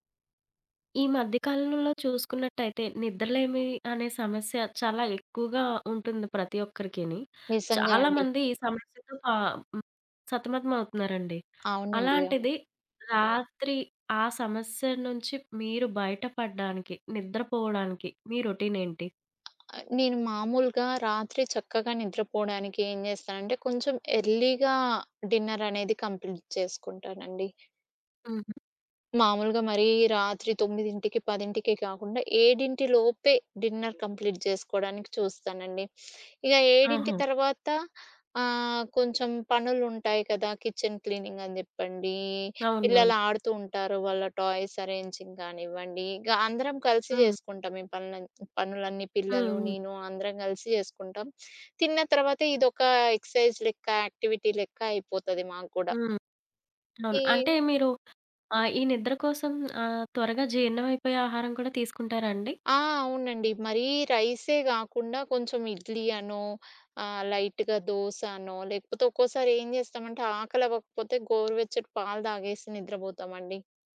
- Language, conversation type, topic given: Telugu, podcast, రాత్రి బాగా నిద్రపోవడానికి మీ రొటీన్ ఏమిటి?
- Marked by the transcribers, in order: other background noise; tapping; in English: "ఎర్లీగా డిన్నర్"; in English: "కంప్లీట్"; in English: "డిన్నర్ కంప్లీట్"; in English: "కిచెన్ క్లీనింగ్"; in English: "టాయ్స్ అరేంజింగ్"; in English: "ఎక్సర్‌సైజ్"; in English: "యాక్టివిటీ"; in English: "లైట్‌గా"